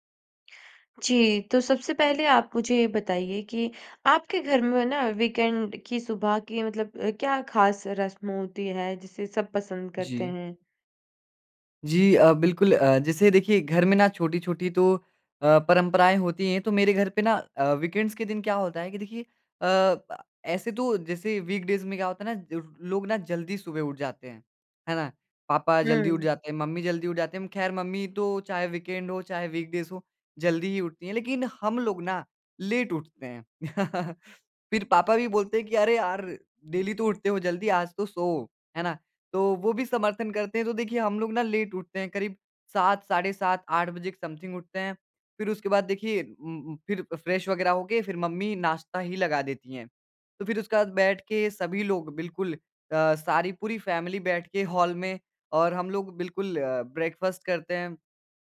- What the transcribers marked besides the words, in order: in English: "वीकेंड"; in English: "वीकेंड्स"; in English: "वीकडेज़"; in English: "वीकेंड"; in English: "वीकडेज़"; in English: "लेट"; chuckle; in English: "डेली"; in English: "समथिंग"; in English: "फ्रेश"; in English: "फैमिली"; in English: "ब्रेकफास्ट"
- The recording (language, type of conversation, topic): Hindi, podcast, घर की छोटी-छोटी परंपराएँ कौन सी हैं आपके यहाँ?